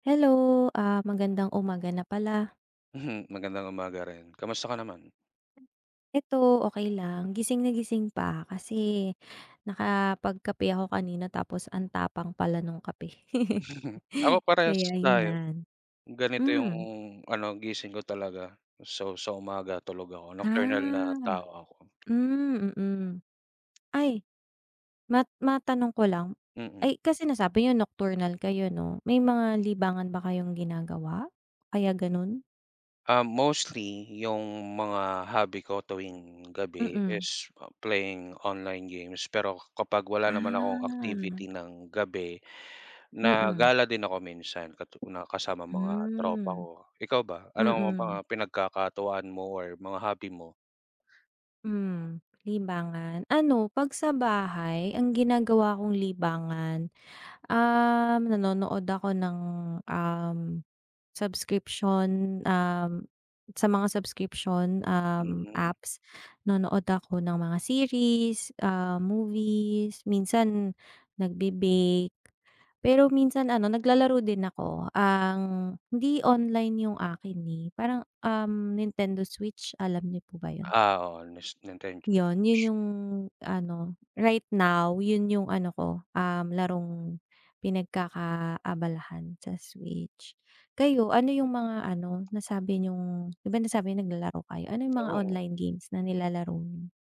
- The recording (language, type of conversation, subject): Filipino, unstructured, Bakit mo gusto ang ginagawa mong libangan?
- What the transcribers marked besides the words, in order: laughing while speaking: "Mm"; chuckle; in English: "Nocturnal"; drawn out: "Ah!"; tapping; in English: "nocturnal"; in English: "is playing online games"; drawn out: "Ah"